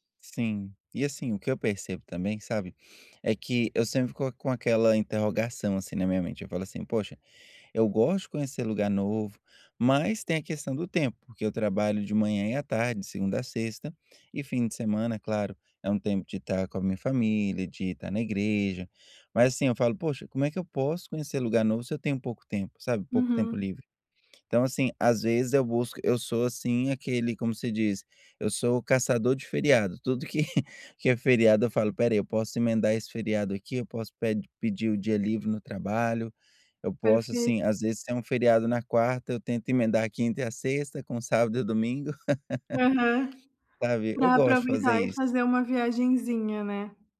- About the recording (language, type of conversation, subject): Portuguese, advice, Como posso explorar lugares novos quando tenho pouco tempo livre?
- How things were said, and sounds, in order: chuckle; chuckle